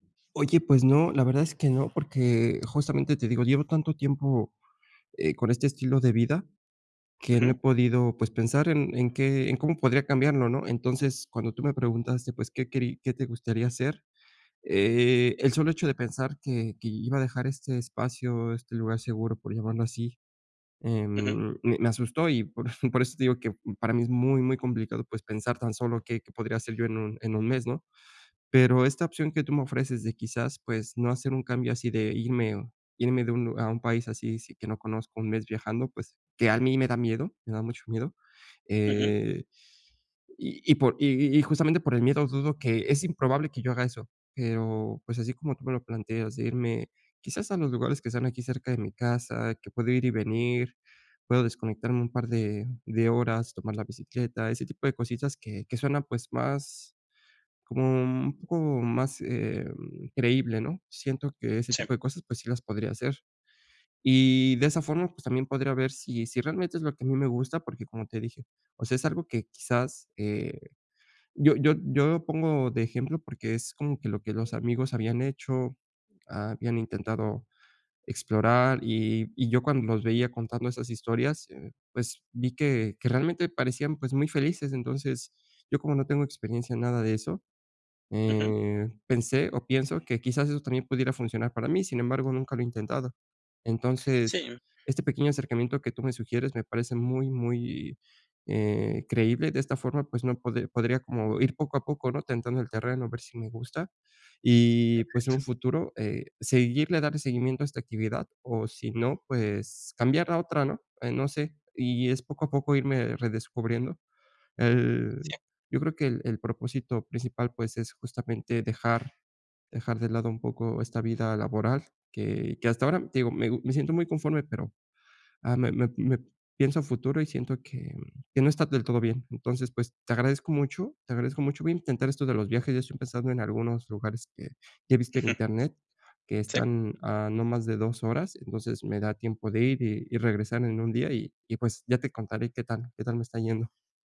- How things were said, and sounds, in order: chuckle; other background noise
- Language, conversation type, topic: Spanish, advice, ¿Cómo puedo encontrar un propósito fuera de mi trabajo?